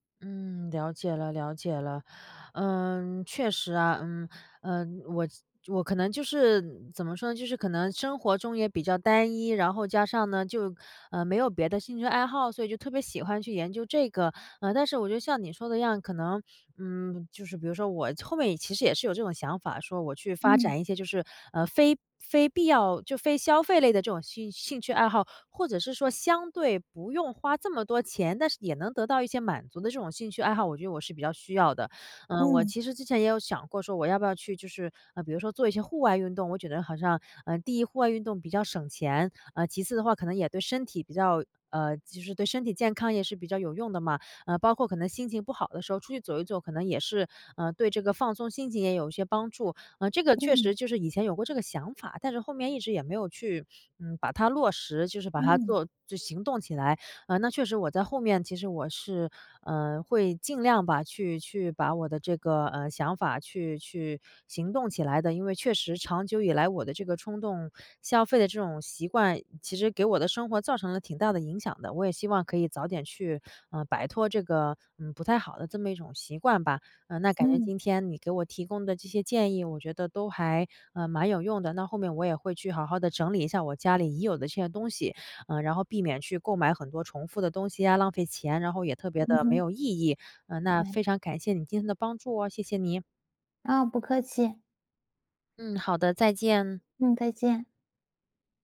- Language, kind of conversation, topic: Chinese, advice, 如何更有效地避免冲动消费？
- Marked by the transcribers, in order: "觉得" said as "蕨得"; other background noise